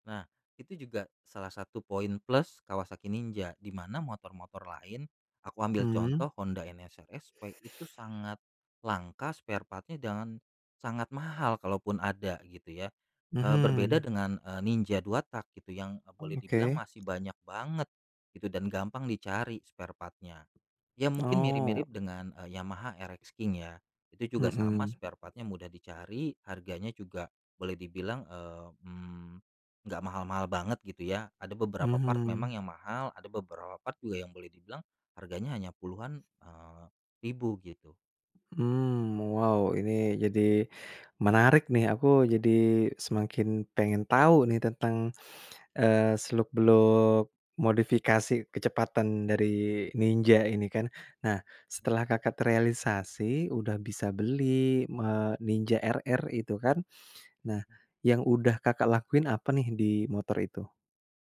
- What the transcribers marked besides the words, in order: in English: "sparepart-nya"; tapping; in English: "sparepart-nya"; in English: "sparepart-nya"; in English: "part"; in English: "part"
- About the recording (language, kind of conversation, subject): Indonesian, podcast, Apa tips sederhana untuk pemula yang ingin mencoba hobi ini?